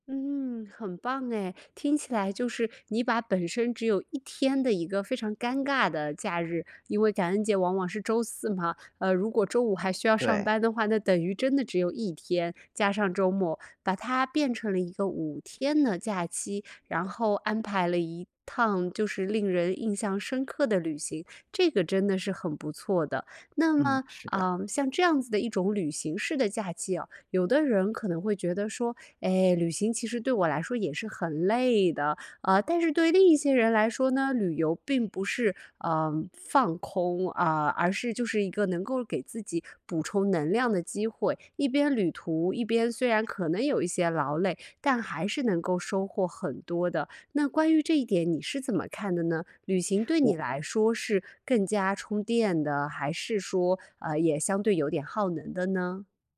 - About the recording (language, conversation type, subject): Chinese, podcast, 你会怎样安排假期才能真正休息？
- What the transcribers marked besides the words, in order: none